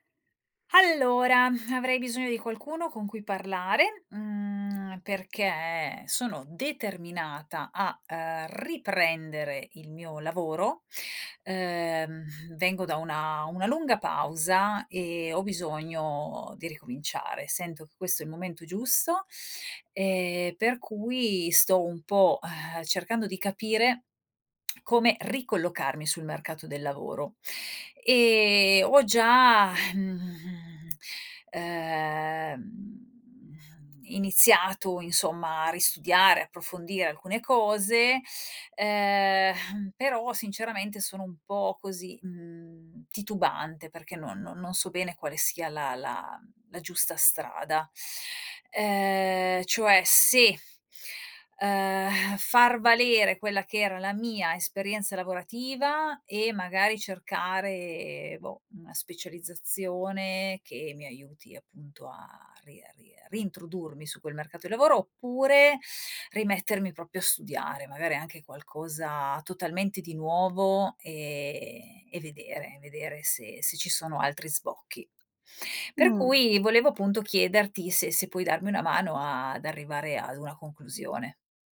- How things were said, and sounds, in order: tsk
- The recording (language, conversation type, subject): Italian, advice, Dovrei tornare a studiare o specializzarmi dopo anni di lavoro?